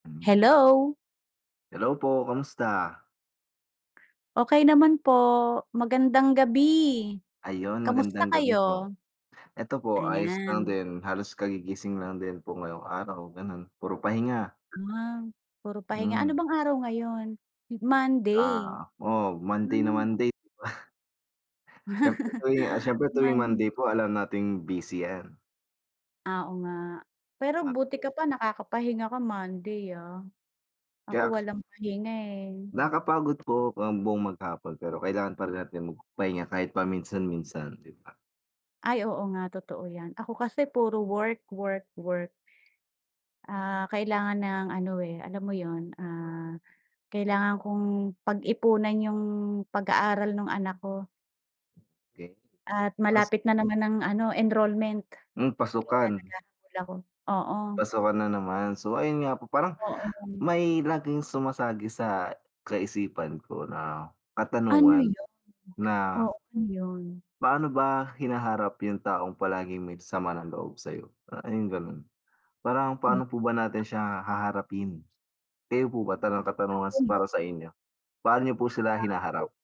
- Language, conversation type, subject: Filipino, unstructured, Paano mo hinaharap ang taong palaging may sama ng loob sa iyo?
- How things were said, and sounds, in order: laughing while speaking: "di ba?"; chuckle; other background noise; other noise